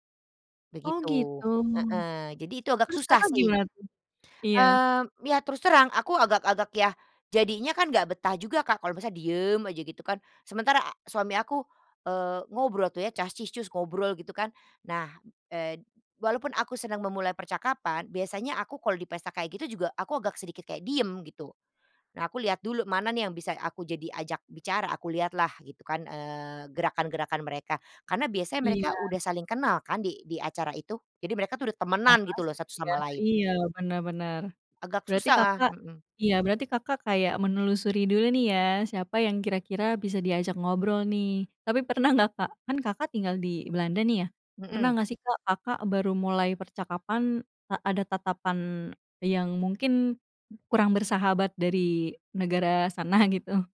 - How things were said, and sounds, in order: other background noise; laughing while speaking: "pernah"; laughing while speaking: "sana"
- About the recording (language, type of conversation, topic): Indonesian, podcast, Bagaimana kamu memulai percakapan dengan orang baru?
- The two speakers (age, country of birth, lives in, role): 25-29, Indonesia, Indonesia, host; 50-54, Indonesia, Netherlands, guest